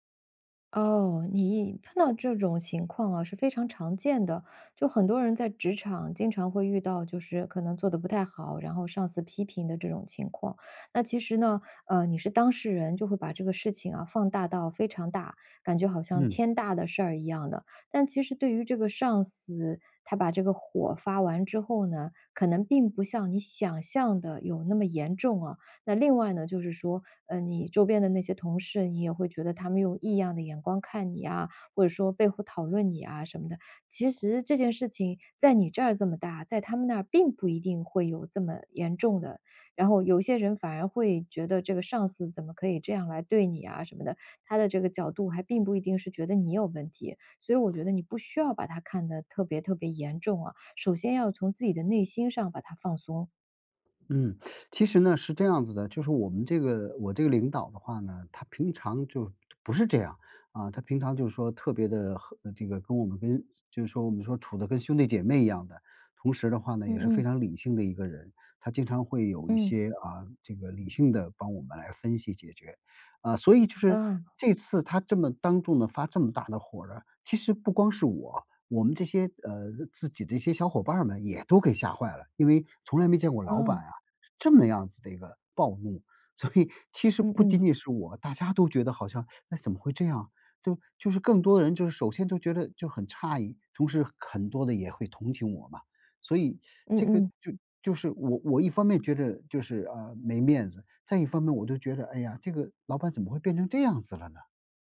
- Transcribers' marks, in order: other background noise; tapping; laughing while speaking: "所以"; teeth sucking
- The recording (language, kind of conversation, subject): Chinese, advice, 上司当众批评我后，我该怎么回应？